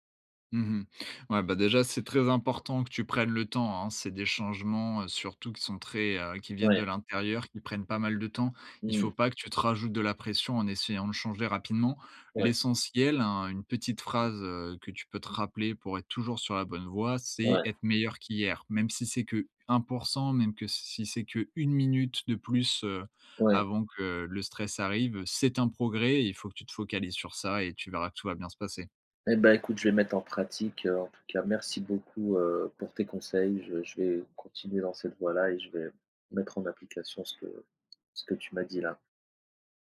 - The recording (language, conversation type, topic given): French, advice, Comment réagissez-vous émotionnellement et de façon impulsive face au stress ?
- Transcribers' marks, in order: other background noise; tapping